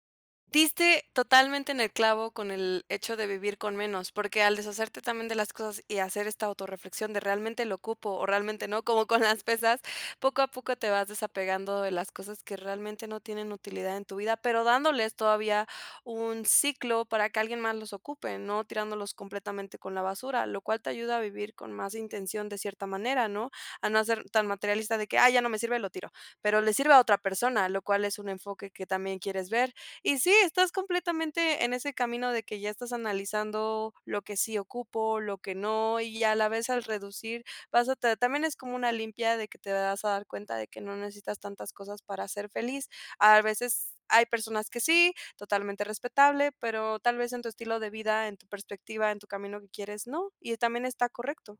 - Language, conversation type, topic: Spanish, advice, ¿Cómo puedo vivir con menos y con más intención cada día?
- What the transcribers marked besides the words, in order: none